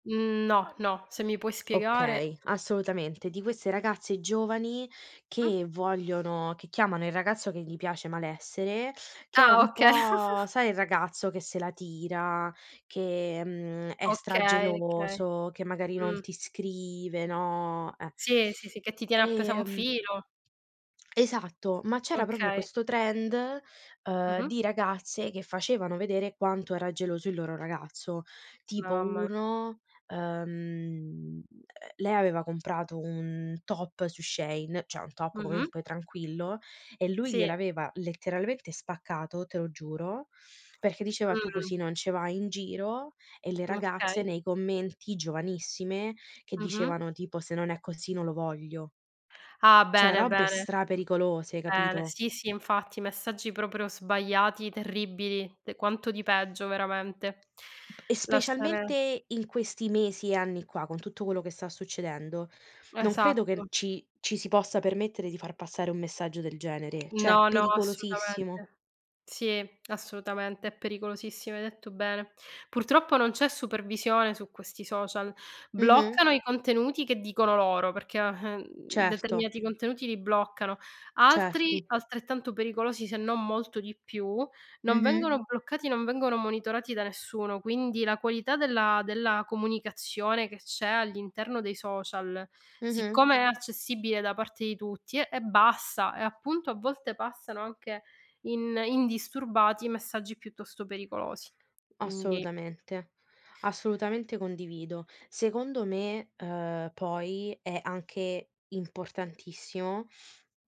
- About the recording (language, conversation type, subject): Italian, unstructured, Pensi che i social media migliorino o peggiorino la comunicazione?
- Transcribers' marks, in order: tapping; "queste" said as "quesse"; "okay" said as "occhè"; chuckle; other background noise; "proprio" said as "propio"; "Mamma" said as "Namma"; "cioè" said as "ceh"; "comunque" said as "comeunque"; "Okay" said as "Nokey"; "Bene" said as "Ene"; "proprio" said as "propro"; "Cioè" said as "ceh"; "Certo" said as "Certu"